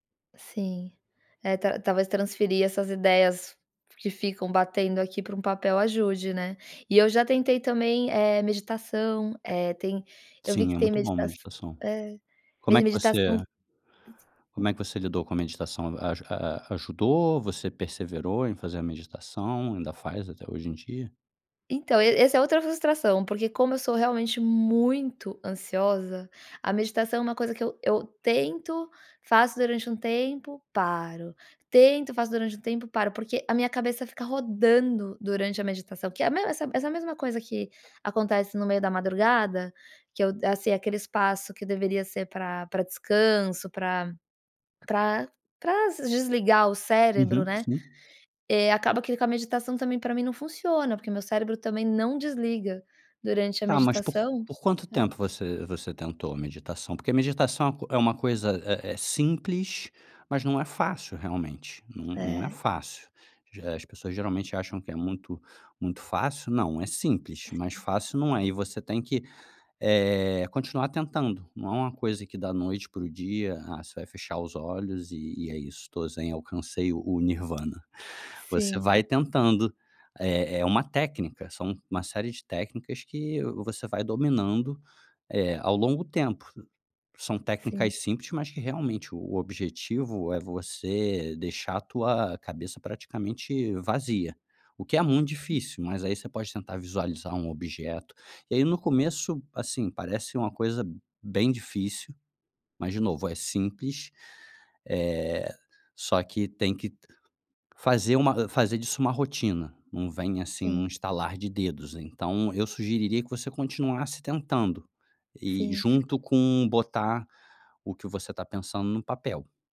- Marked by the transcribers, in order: other noise; tapping
- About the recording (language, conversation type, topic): Portuguese, advice, Como lidar com o estresse ou a ansiedade à noite que me deixa acordado até tarde?